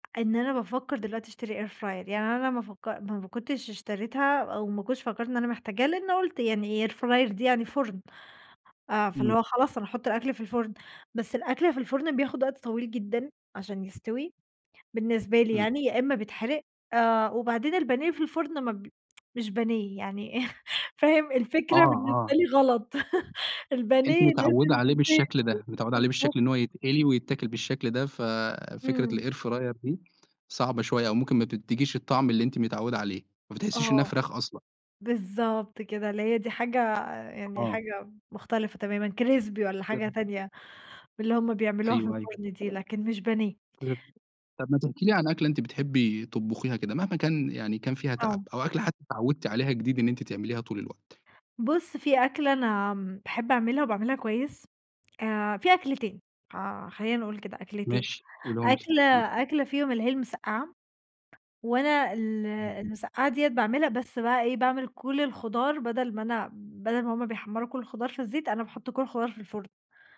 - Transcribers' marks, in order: in English: "air fryer"; in English: "air fryer"; tsk; laugh; laughing while speaking: "لازم في زيت بالضبط"; in English: "الair fryer"; in English: "crispy"; unintelligible speech; unintelligible speech; tapping
- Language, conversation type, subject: Arabic, podcast, بتحب تطبخ ولا تشتري أكل جاهز؟